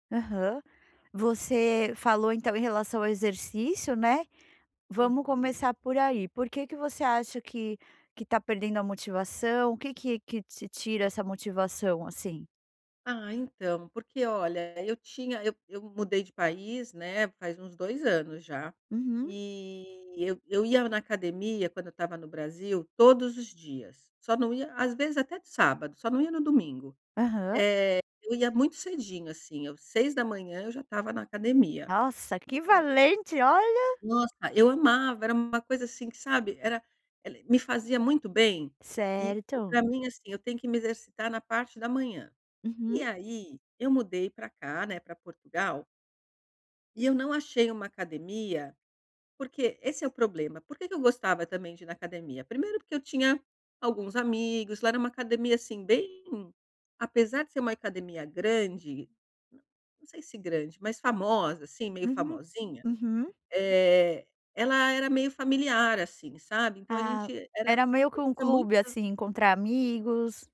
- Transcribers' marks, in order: none
- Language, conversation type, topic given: Portuguese, advice, Como manter a motivação sem abrir mão do descanso necessário?